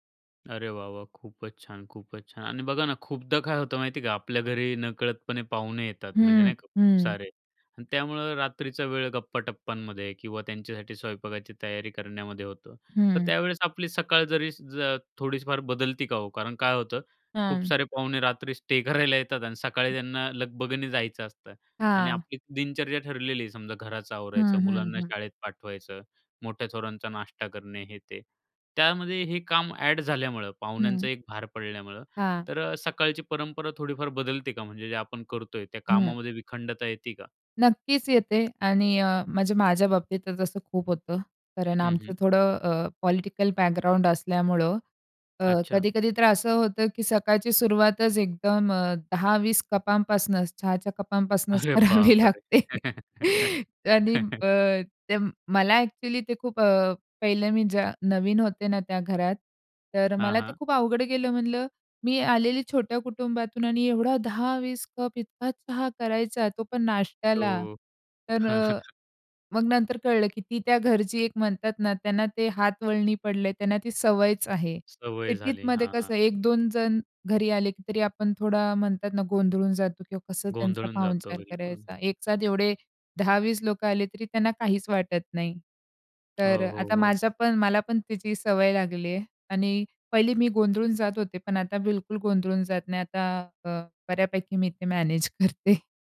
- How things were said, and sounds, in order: tapping; laughing while speaking: "करायला येतात"; other noise; laughing while speaking: "करावी लागते"; laugh; chuckle; laughing while speaking: "करते"
- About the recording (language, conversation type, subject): Marathi, podcast, तुझ्या घरी सकाळची परंपरा कशी असते?